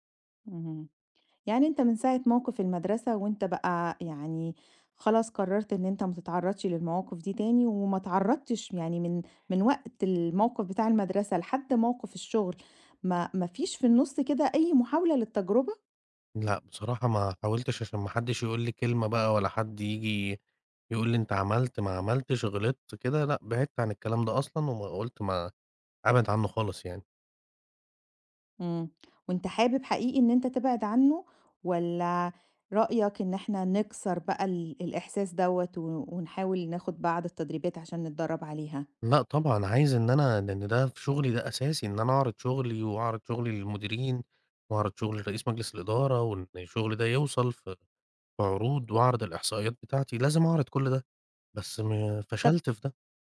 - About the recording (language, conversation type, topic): Arabic, advice, إزاي أقدر أتغلب على خوفي من الكلام قدام ناس في الشغل؟
- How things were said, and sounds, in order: none